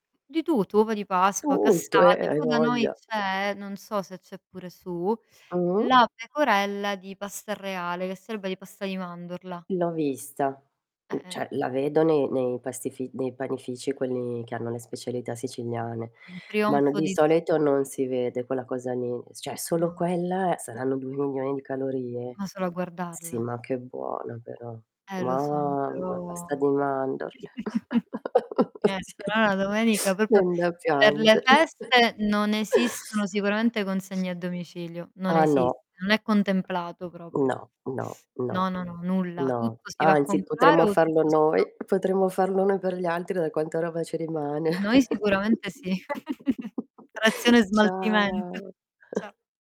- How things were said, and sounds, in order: drawn out: "Tutto!"; static; distorted speech; other background noise; "cioè" said as "ceh"; "solito" said as "soleto"; chuckle; "proprio" said as "propio"; drawn out: "Mamma"; chuckle; laughing while speaking: "Sì"; background speech; chuckle; sniff; chuckle; drawn out: "Ciao"; chuckle
- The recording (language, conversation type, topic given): Italian, unstructured, In che modo le app di consegna a domicilio hanno trasformato le nostre abitudini alimentari?